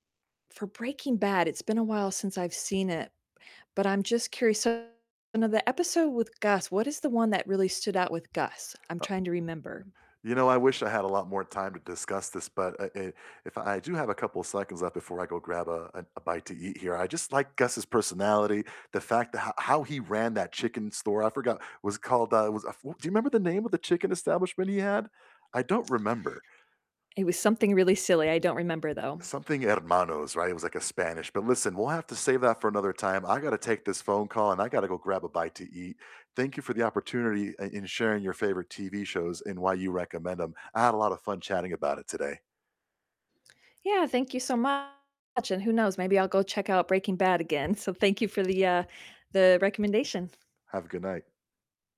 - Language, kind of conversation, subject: English, unstructured, Which TV shows would you recommend to almost anyone, and what makes them universally appealing?
- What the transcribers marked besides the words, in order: distorted speech; in Spanish: "hermanos"; tapping